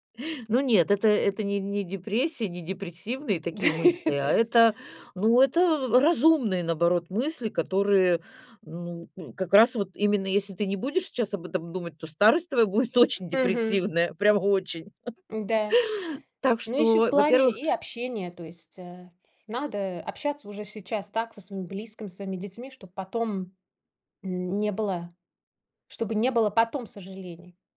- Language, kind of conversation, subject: Russian, podcast, Стоит ли сейчас ограничивать себя ради более комфортной пенсии?
- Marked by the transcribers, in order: laugh; chuckle